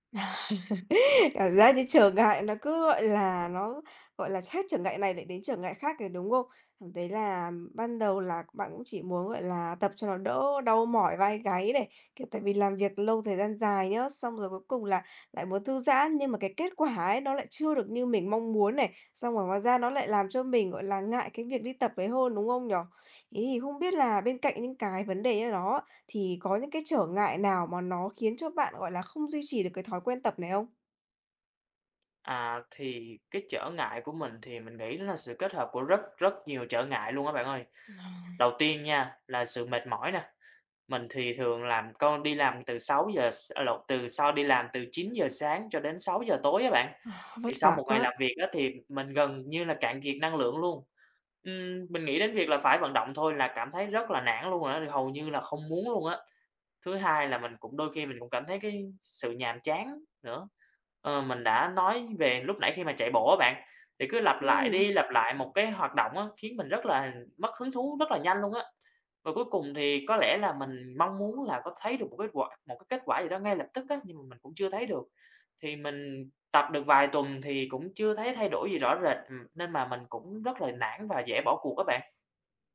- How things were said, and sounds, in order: chuckle; tapping; other background noise
- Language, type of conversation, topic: Vietnamese, advice, Vì sao bạn khó duy trì thói quen tập thể dục dù đã cố gắng nhiều lần?